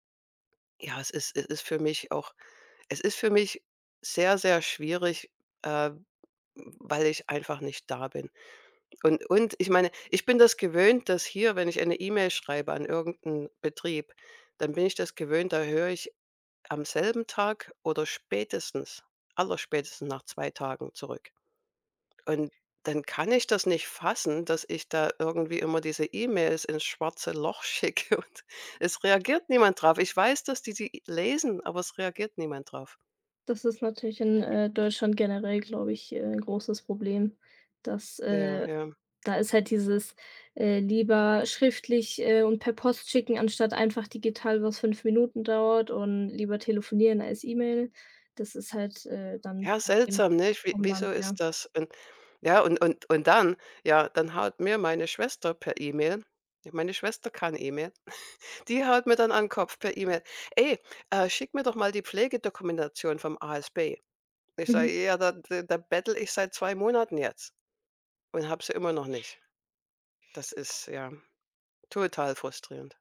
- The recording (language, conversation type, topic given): German, advice, Wie kann ich die Pflege meiner alternden Eltern übernehmen?
- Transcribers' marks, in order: tapping; other background noise; laughing while speaking: "schicke und"; chuckle